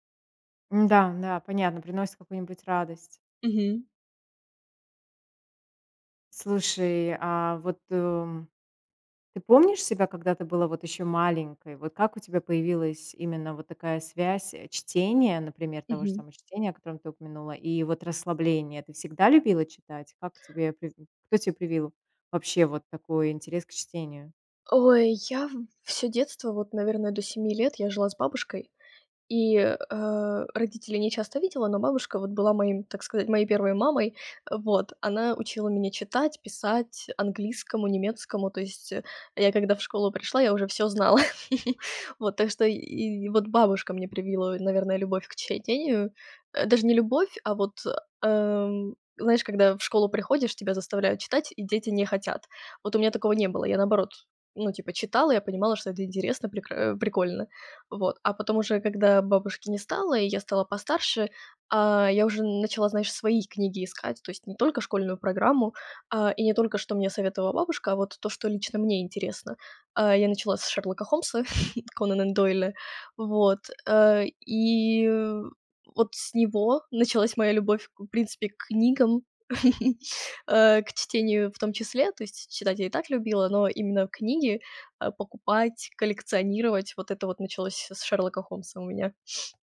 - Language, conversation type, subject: Russian, podcast, Что в обычном дне приносит тебе маленькую радость?
- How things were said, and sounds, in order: laugh; chuckle; "Конан" said as "Конанан"; chuckle